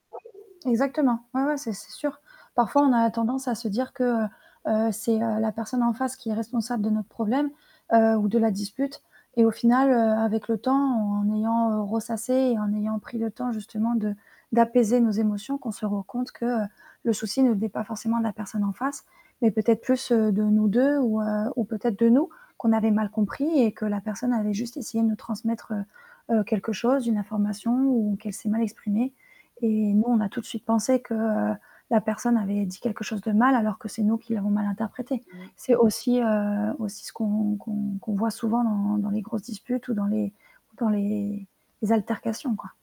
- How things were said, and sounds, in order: static; other background noise; tapping; distorted speech
- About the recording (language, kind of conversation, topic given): French, unstructured, Comment se réconcilier après une grosse dispute ?
- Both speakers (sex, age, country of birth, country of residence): female, 30-34, France, France; female, 40-44, France, Ireland